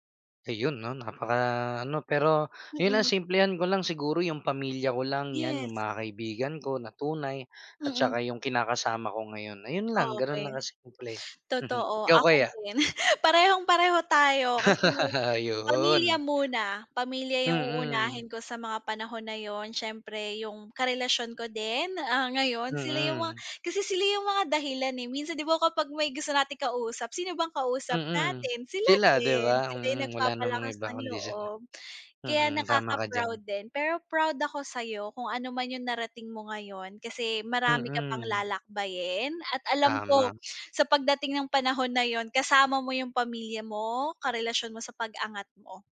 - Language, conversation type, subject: Filipino, unstructured, Paano mo nakikita ang sarili mo pagkalipas ng sampung taon?
- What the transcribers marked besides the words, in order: giggle; laugh; drawn out: "Ayun"